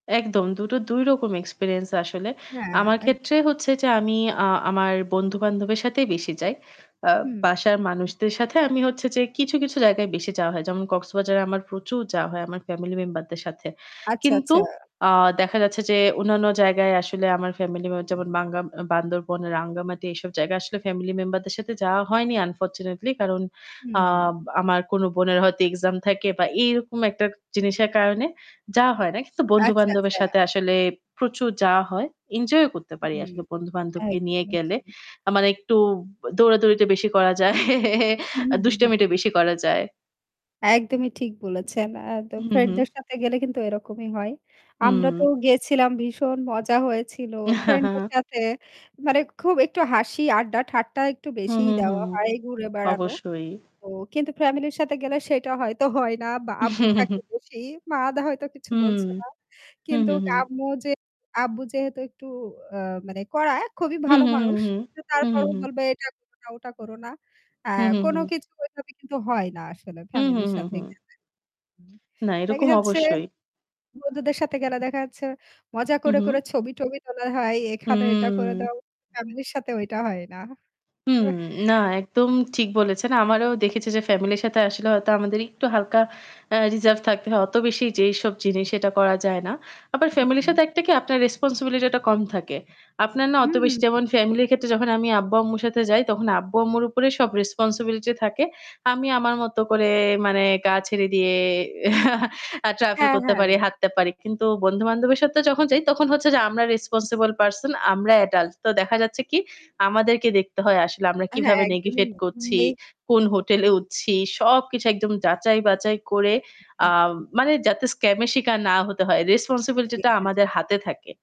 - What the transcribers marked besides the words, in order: static; giggle; laughing while speaking: "হা, হা"; chuckle; laughing while speaking: "মা দা হয়তো কিছু বলছে না"; distorted speech; tapping; drawn out: "হুম"; chuckle; other background noise; chuckle; unintelligible speech; in English: "নেগিভেট"; laughing while speaking: "হোটেলে উঠছি"
- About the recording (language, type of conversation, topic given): Bengali, unstructured, ভ্রমণের সময় আপনার কাছে সবচেয়ে গুরুত্বপূর্ণ বিষয়টি কী?